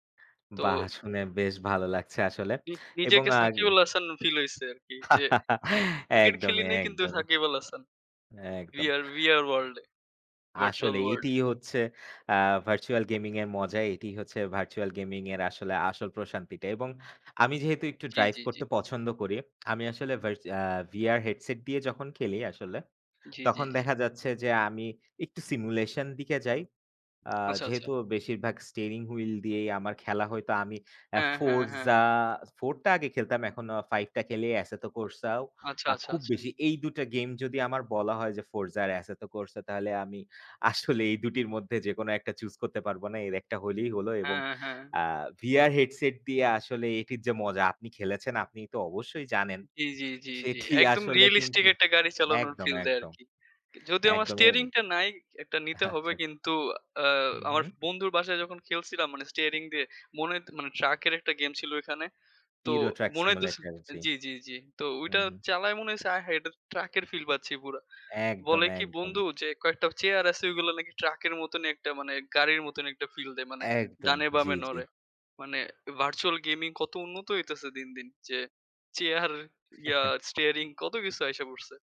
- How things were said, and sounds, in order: other background noise; tapping; laugh; in English: "সিমুলেশন"; in English: "রিয়ালিস্টিক"; chuckle
- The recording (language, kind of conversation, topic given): Bengali, unstructured, ভার্চুয়াল গেমিং কি আপনার অবসর সময়ের সঙ্গী হয়ে উঠেছে?